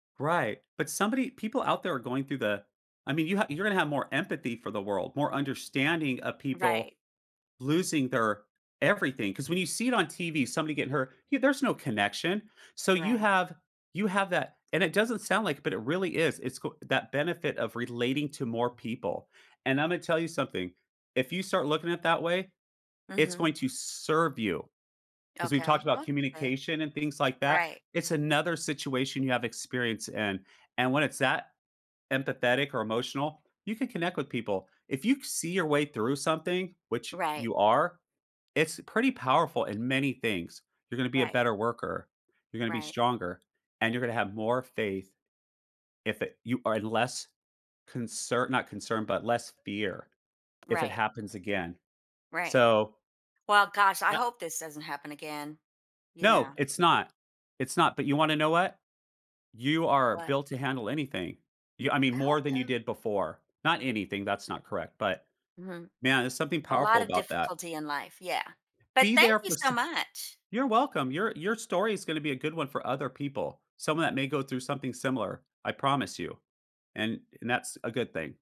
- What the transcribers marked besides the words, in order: stressed: "serve"; other background noise; tapping
- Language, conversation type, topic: English, advice, How can I turn my hope into a clear plan to set and achieve personal goals?